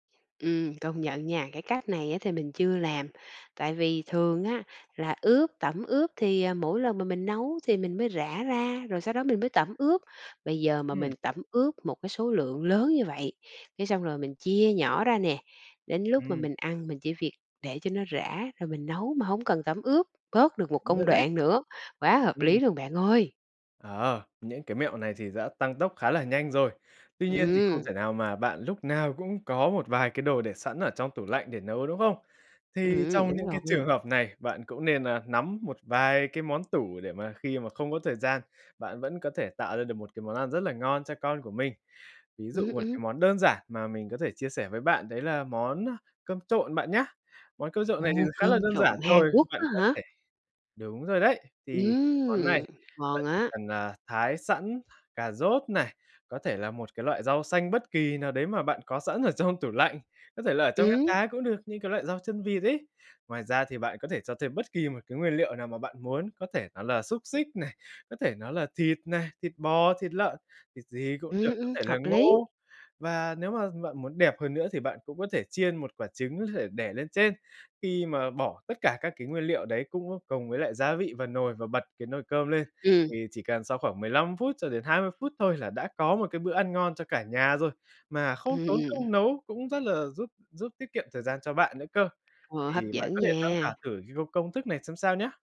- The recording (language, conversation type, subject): Vietnamese, advice, Làm sao để ăn uống lành mạnh khi bạn quá bận rộn nên không có thời gian nấu ăn?
- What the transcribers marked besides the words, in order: tapping; other background noise